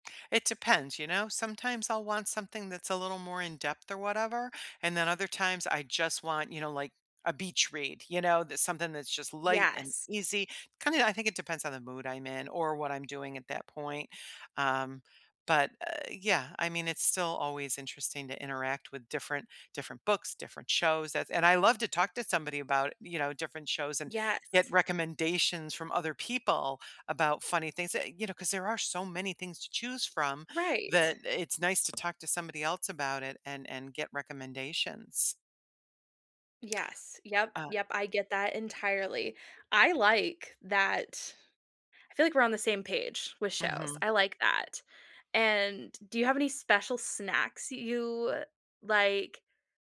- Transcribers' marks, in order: tapping
- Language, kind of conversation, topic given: English, unstructured, Which comfort show do you rewatch to lift your mood, and what makes it feel like home?
- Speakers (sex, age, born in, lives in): female, 30-34, United States, United States; female, 65-69, United States, United States